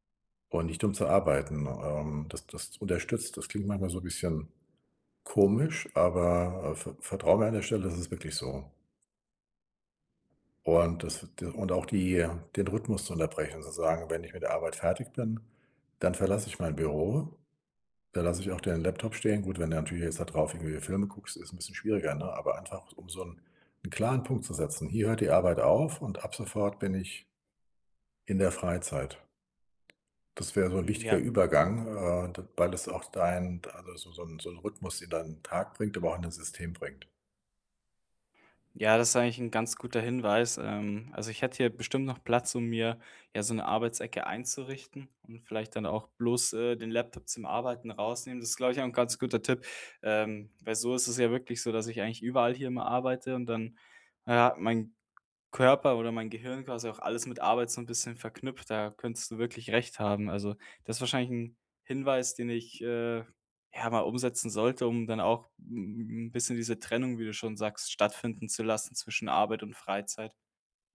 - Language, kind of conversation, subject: German, advice, Warum fällt es mir schwer, zu Hause zu entspannen und loszulassen?
- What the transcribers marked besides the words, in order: other background noise; tapping